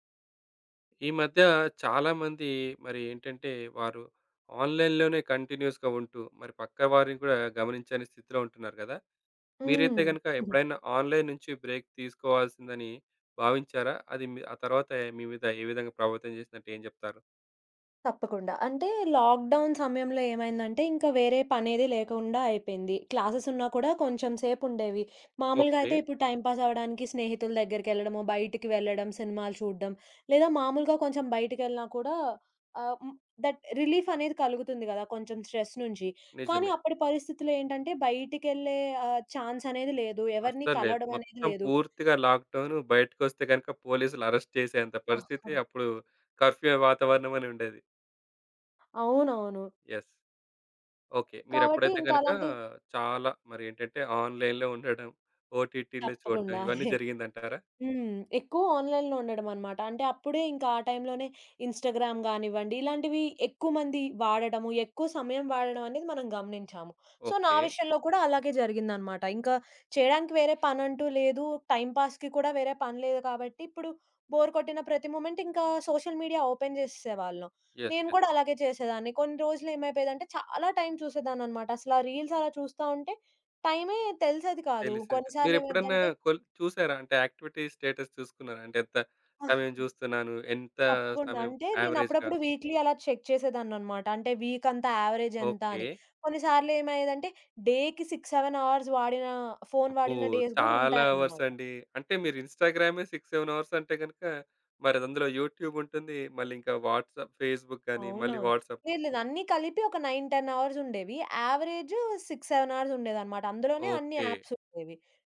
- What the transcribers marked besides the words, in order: in English: "ఆన్‌లైన్‌లోనే కంటిన్యూయస్‌గా"; in English: "ఆన్‌లైన్"; other background noise; in English: "బ్రేక్"; in English: "లాక్‌డౌన్"; in English: "క్లాసెస్"; in English: "టైమ్ పాస్"; in English: "దట్ రిలీఫ్"; in English: "స్ట్రెస్"; in English: "ఛాన్స్"; in English: "అరెస్ట్"; in English: "కర్ఫ్యూ"; in English: "యెస్!"; in English: "ఆన్‌లైన్‌లో"; chuckle; in English: "ఆన్‌లైన్‌లో"; in English: "ఇన్‌స్టాగ్రామ్"; in English: "సో"; in English: "టైంపాస్‌కి"; in English: "బోర్"; in English: "మొమెంట్"; in English: "సోషల్ మీడియా ఓపెన్"; in English: "యెస్! యెస్!"; in English: "రీల్స్"; in English: "యాక్టివిటీస్ స్టేటస్"; in English: "యావరేజ్‌గా?"; in English: "వీక్‌లి"; in English: "చెక్"; in English: "వీక్"; in English: "యావరేజ్"; in English: "డేకి సిక్స్ సెవెన్ అవర్స్"; in English: "డేస్"; in English: "అవర్స్"; in English: "సిక్స్ సెవెన్ అవర్స్"; in English: "యూట్యూబ్"; in English: "వాట్సాప్, ఫేస్‌బుక్"; in English: "వాట్సాప్"; in English: "నైన్, టెన్ అవర్స్"; in English: "సిక్స్ సెవెన్ అవర్స్"; in English: "యాప్స్"
- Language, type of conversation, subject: Telugu, podcast, మీరు ఎప్పుడు ఆన్‌లైన్ నుంచి విరామం తీసుకోవాల్సిందేనని అనుకుంటారు?